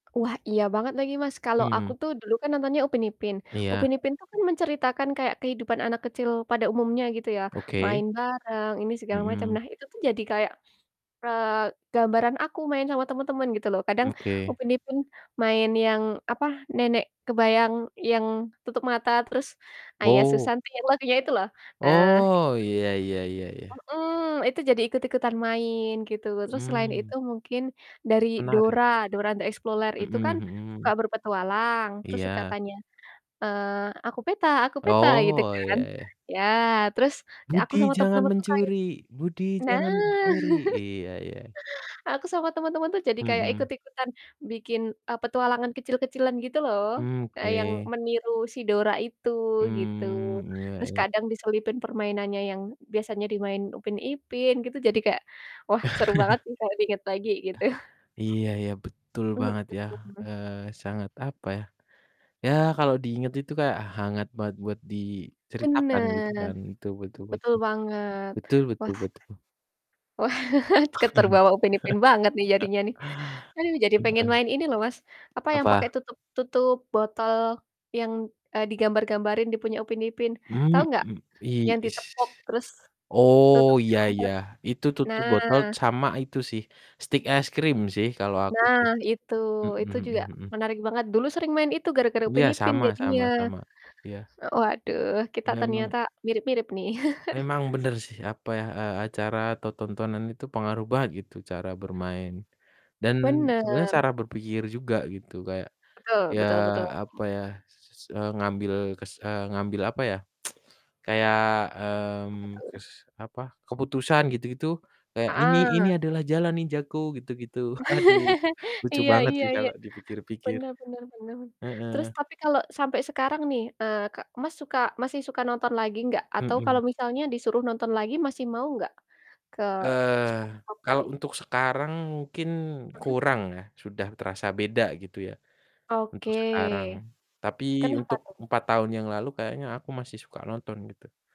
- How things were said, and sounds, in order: tapping; distorted speech; swallow; singing: "Ayah susanti"; in English: "Dora the Exploler"; "Explorer" said as "Exploler"; put-on voice: "Aku peta aku peta"; put-on voice: "Budi jangan mencuri Budi jangan mencuri"; laughing while speaking: "Nah"; chuckle; static; other background noise; laughing while speaking: "Wah"; chuckle; chuckle; tsk; laugh; laughing while speaking: "Aduh"
- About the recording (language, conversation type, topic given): Indonesian, unstructured, Apa cerita tentang acara televisi favoritmu saat kamu masih kecil?